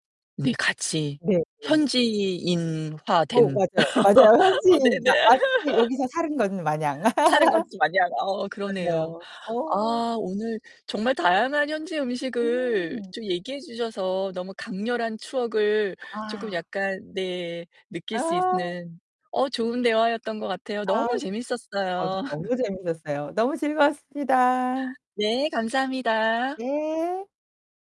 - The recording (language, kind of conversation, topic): Korean, podcast, 가장 인상 깊었던 현지 음식은 뭐였어요?
- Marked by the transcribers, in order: laugh; laughing while speaking: "어, 네네"; laughing while speaking: "맞아요. 현지인"; laugh; laugh; static; laugh